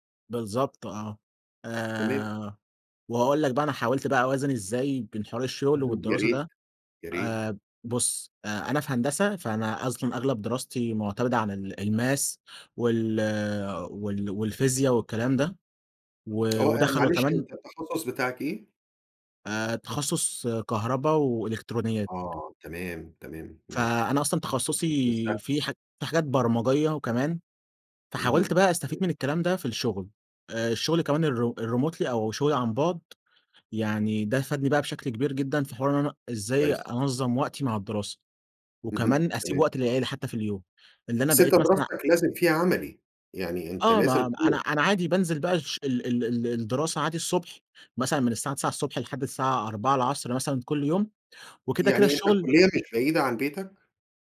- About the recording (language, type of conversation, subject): Arabic, podcast, إزاي بتوازن بين الشغل والوقت مع العيلة؟
- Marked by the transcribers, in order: in English: "الmaths"; tapping; unintelligible speech; in English: "الremotely"